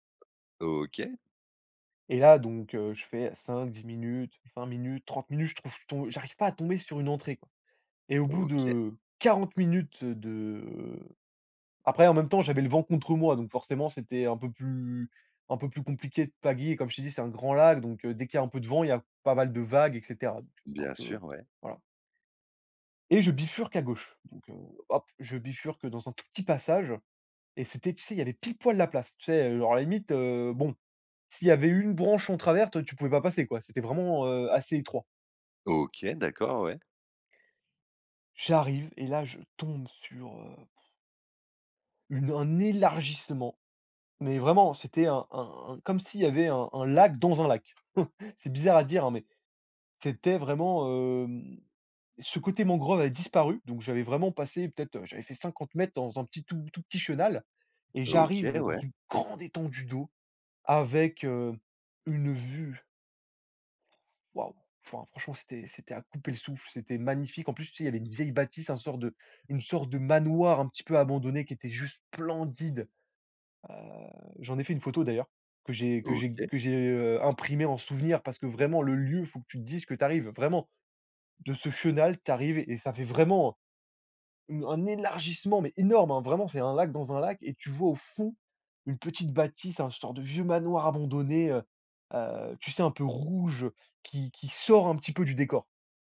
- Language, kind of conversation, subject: French, podcast, Peux-tu nous raconter une de tes aventures en solo ?
- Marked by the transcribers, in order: stressed: "quarante"; stressed: "bon"; blowing; stressed: "élargissement"; chuckle; stressed: "grande"; other background noise